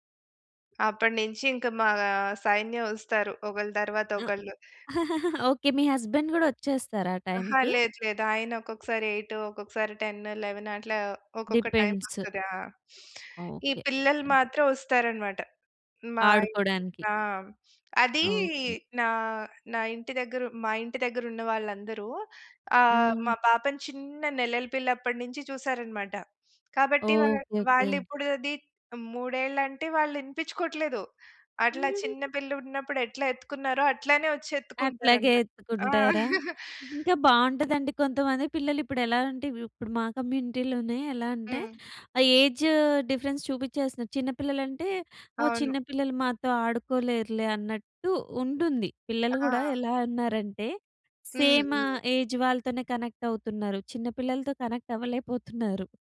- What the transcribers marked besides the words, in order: other noise; chuckle; in English: "హస్బండ్"; in English: "ఎయిట్"; in English: "టెన్ ఎలెవెన్"; in English: "డిపెండ్స్"; chuckle; chuckle; in English: "కమ్యూనిటీ‌లోనే"; in English: "ఏజ్ డిఫరెన్స్"; in English: "సేమ్ ఏజ్"; in English: "కనెక్ట్"; in English: "కనెక్ట్"
- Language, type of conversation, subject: Telugu, podcast, మీ ఉదయపు దినచర్య ఎలా ఉంటుంది, సాధారణంగా ఏమేమి చేస్తారు?